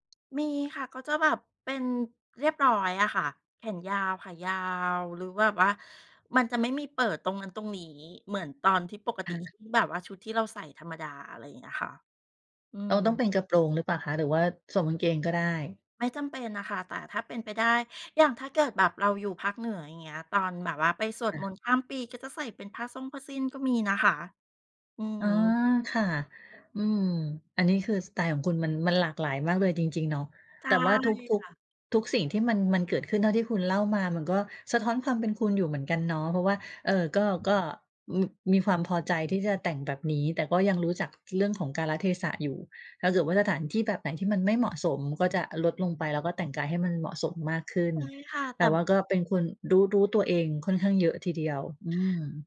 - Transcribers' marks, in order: none
- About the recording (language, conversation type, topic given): Thai, podcast, สไตล์การแต่งตัวที่ทำให้คุณรู้สึกว่าเป็นตัวเองเป็นแบบไหน?